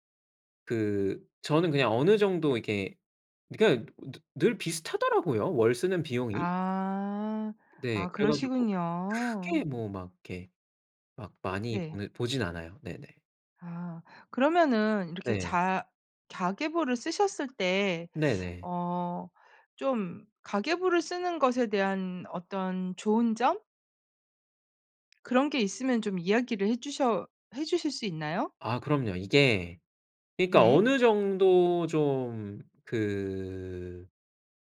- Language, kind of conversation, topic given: Korean, podcast, 생활비를 절약하는 습관에는 어떤 것들이 있나요?
- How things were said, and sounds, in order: tapping